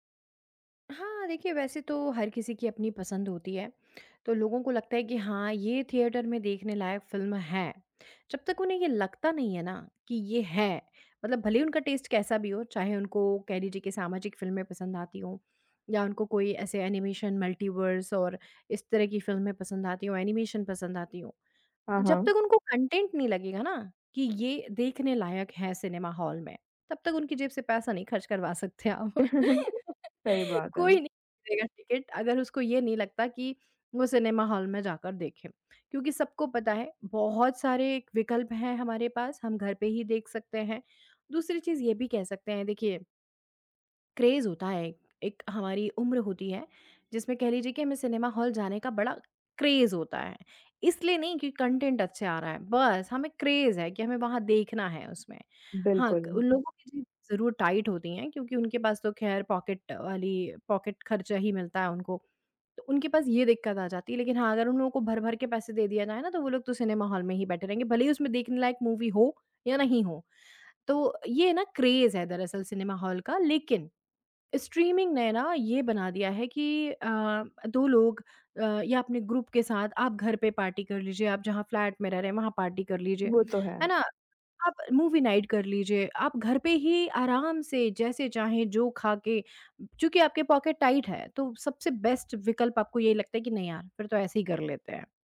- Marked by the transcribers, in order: in English: "थिएटर"; tapping; in English: "फ़िल्म"; in English: "टेस्ट"; in English: "फ़िल्में"; in English: "एनिमेशन मल्टीवर्स"; in English: "फ़िल्में"; in English: "एनिमेशन"; in English: "कंटेन्ट"; in English: "सिनेमा हॉल"; chuckle; laugh; in English: "टिकट"; in English: "सिनेमा हॉल"; in English: "क्रेज़"; in English: "सिनेमा हॉल"; in English: "क्रेज़"; in English: "कंटेन्ट"; in English: "क्रेज़"; unintelligible speech; in English: "टाइट"; in English: "पॉकेट"; in English: "पॉकेट"; in English: "सिनेमा हॉल"; in English: "मूवी"; other background noise; in English: "क्रेज़"; in English: "सिनेमा हॉल"; in English: "स्ट्रीमिंग"; in English: "ग्रुप"; in English: "पार्टी"; in English: "फ्लैट"; in English: "पार्टी"; in English: "मूवी नाइट"; in English: "पॉकेट टाइट"; in English: "बेस्ट"
- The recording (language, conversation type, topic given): Hindi, podcast, स्ट्रीमिंग ने सिनेमा के अनुभव को कैसे बदला है?